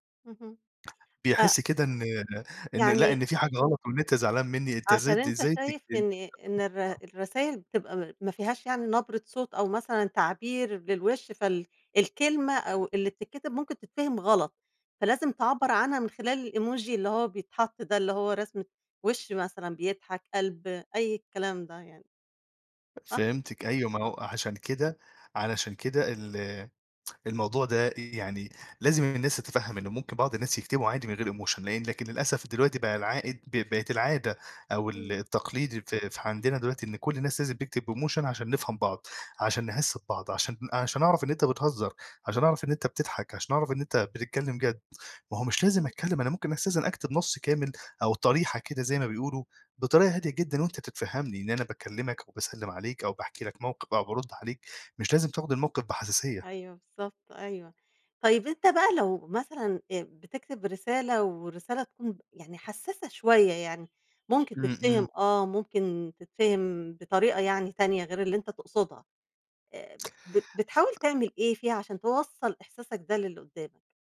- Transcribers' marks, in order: unintelligible speech; in English: "الemoji"; tsk; in English: "emotion"; in English: "بemotion"
- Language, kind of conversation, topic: Arabic, podcast, إزاي توازن بين الصراحة والذوق في الرسائل الرقمية؟